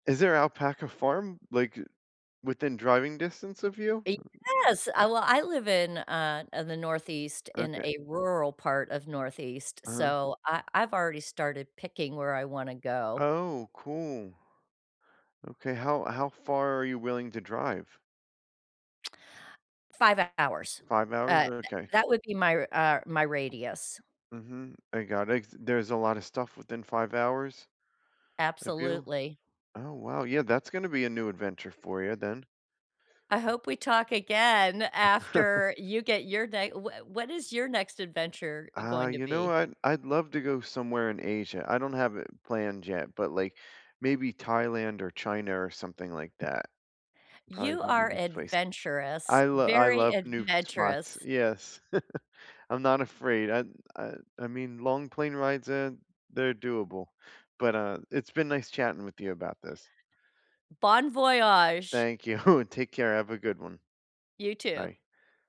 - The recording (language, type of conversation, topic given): English, unstructured, What’s a travel story you love telling?
- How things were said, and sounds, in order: other noise; other background noise; laugh; chuckle; laughing while speaking: "you"